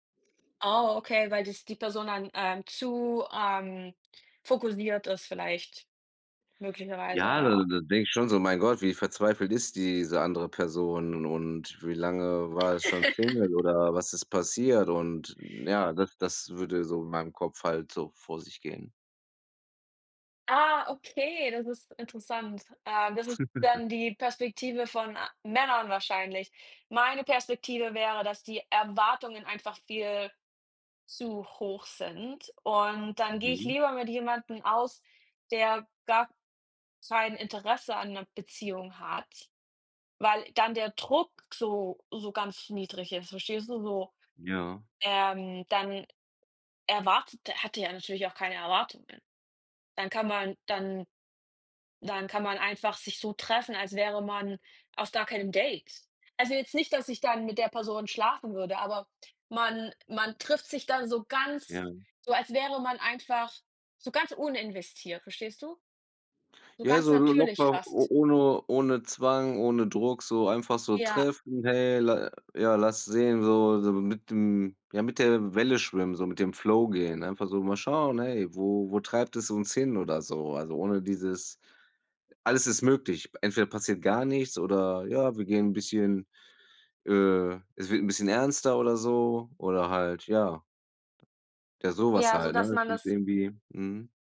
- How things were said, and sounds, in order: chuckle; chuckle; other background noise
- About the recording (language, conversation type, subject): German, unstructured, Wie reagierst du, wenn dein Partner nicht ehrlich ist?